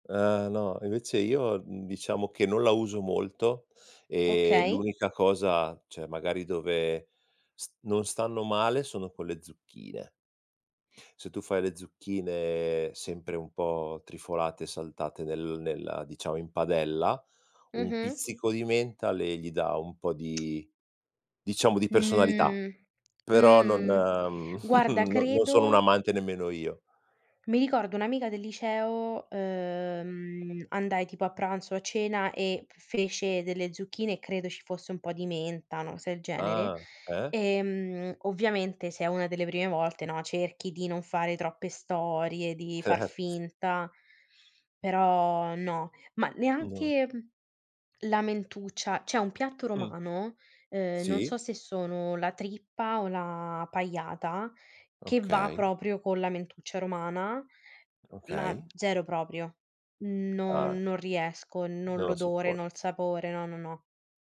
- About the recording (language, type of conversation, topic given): Italian, unstructured, Qual è il tuo piatto preferito e perché ti rende felice?
- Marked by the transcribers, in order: drawn out: "zucchine"; tapping; giggle; drawn out: "ehm"; "cosa" said as "ose"; laughing while speaking: "Cert"